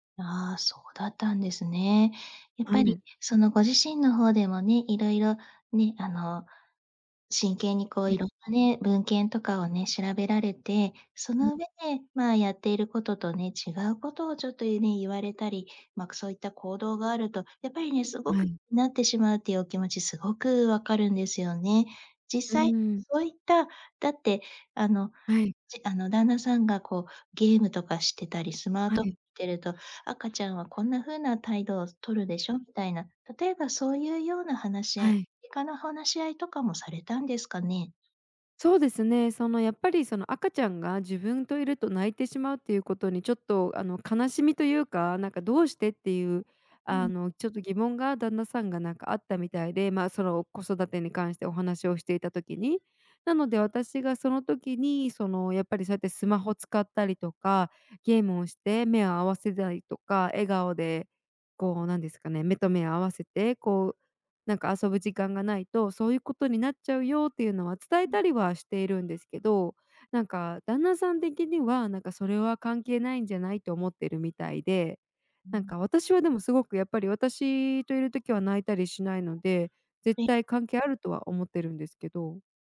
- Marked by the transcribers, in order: unintelligible speech; other noise; other background noise
- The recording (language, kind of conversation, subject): Japanese, advice, 配偶者と子育ての方針が合わないとき、どのように話し合えばよいですか？